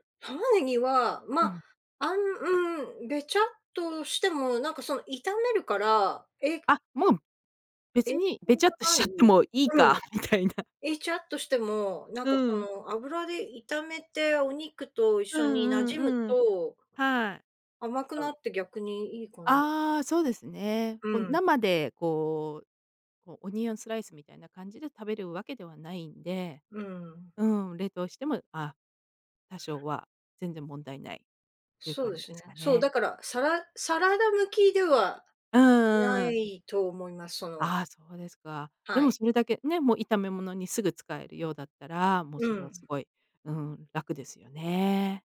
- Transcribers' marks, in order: none
- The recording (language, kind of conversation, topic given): Japanese, podcast, 手早く作れる夕飯のアイデアはありますか？